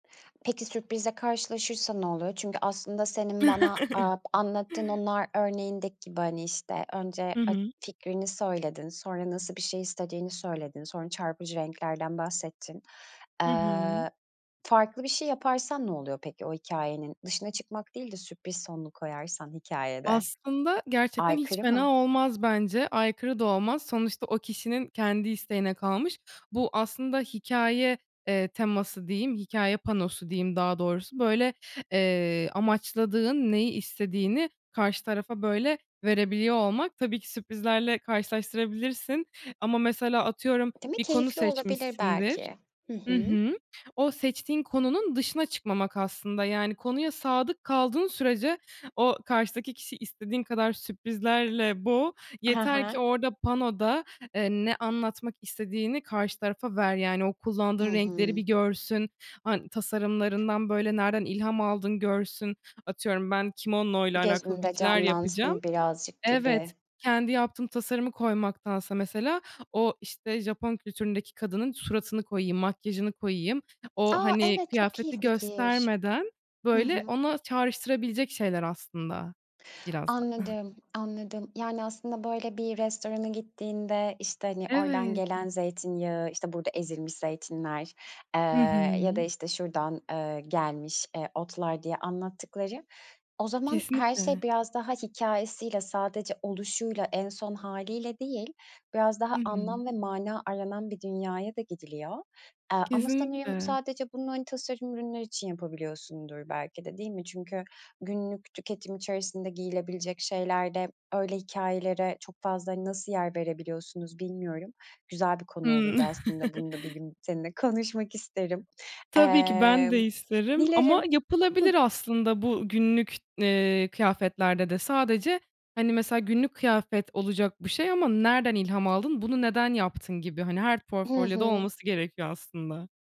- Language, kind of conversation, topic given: Turkish, podcast, Disiplin ile ilham arasında nasıl bir denge kuruyorsun?
- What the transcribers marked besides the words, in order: other background noise; chuckle; tapping; "kimono" said as "kimonno"; giggle; chuckle; laughing while speaking: "konuşmak"